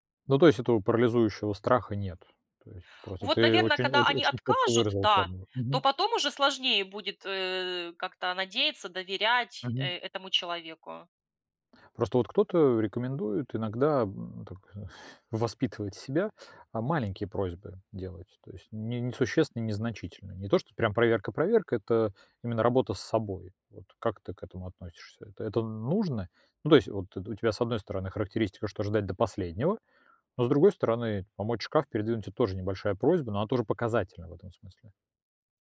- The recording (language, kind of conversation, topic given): Russian, podcast, Как находить баланс между тем, чтобы давать и получать поддержку?
- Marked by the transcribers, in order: chuckle